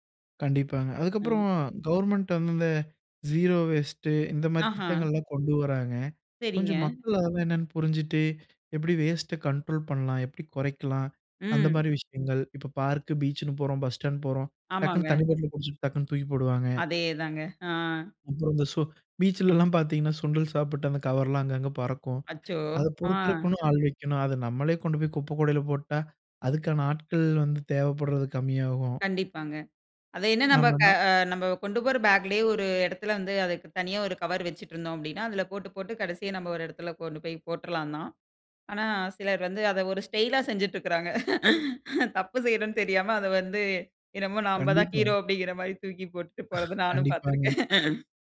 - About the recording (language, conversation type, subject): Tamil, podcast, குப்பையைச் சரியாக அகற்றி மறுசுழற்சி செய்வது எப்படி?
- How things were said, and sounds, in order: in English: "ஸீரோ வேஸ்ட்"; other background noise; chuckle; laughing while speaking: "தப்பு செய்றோம்னு தெரியாம, அத வந்து … போறது நானும் பார்த்துருக்கேன்"; chuckle